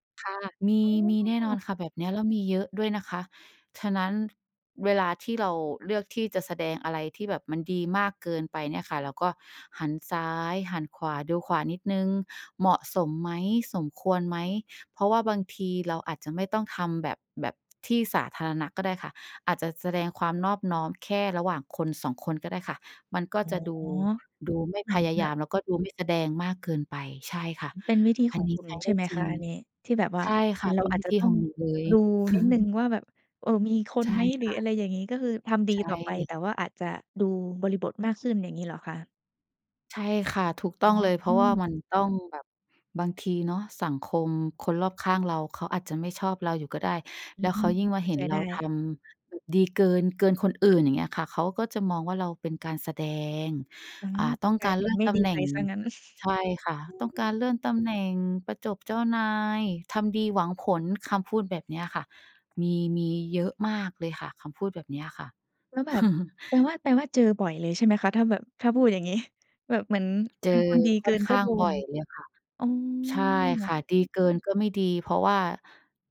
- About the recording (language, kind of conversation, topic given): Thai, podcast, ทำอย่างไรให้รักษานิสัยที่ดีไว้ได้นานๆ?
- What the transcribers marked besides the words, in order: chuckle; chuckle; chuckle; chuckle